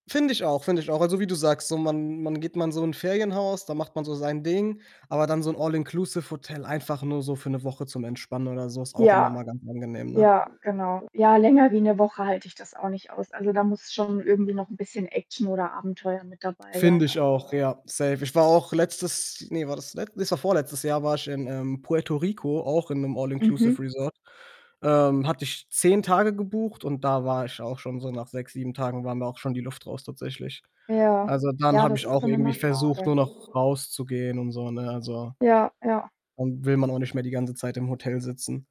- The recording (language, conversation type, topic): German, unstructured, Welche Reise hat deine Erwartungen komplett übertroffen?
- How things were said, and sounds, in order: other background noise; static